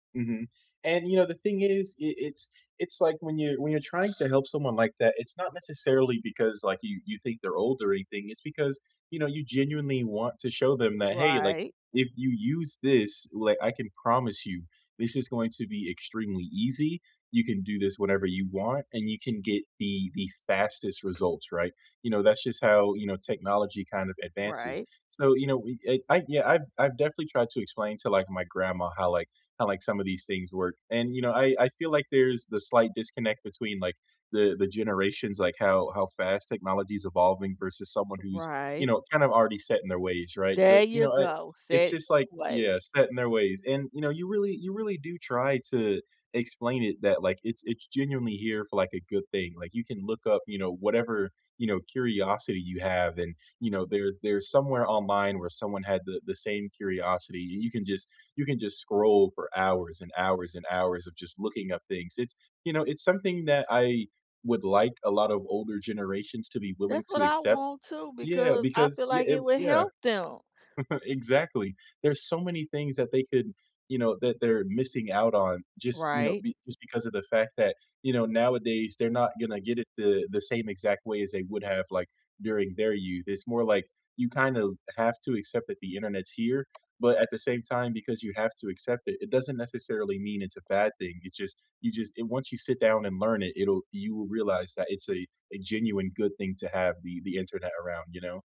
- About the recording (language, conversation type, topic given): English, unstructured, How has the internet changed the way we find information?
- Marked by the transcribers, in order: other background noise; tapping; unintelligible speech; chuckle